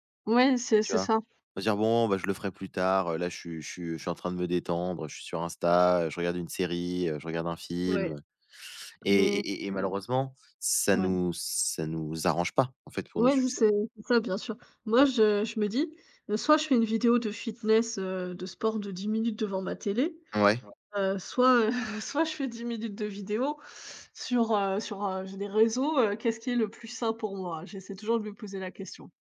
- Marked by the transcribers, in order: tapping; other background noise; laughing while speaking: "heu"
- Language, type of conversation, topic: French, unstructured, Quelles sont les conséquences de la procrastination sur votre réussite ?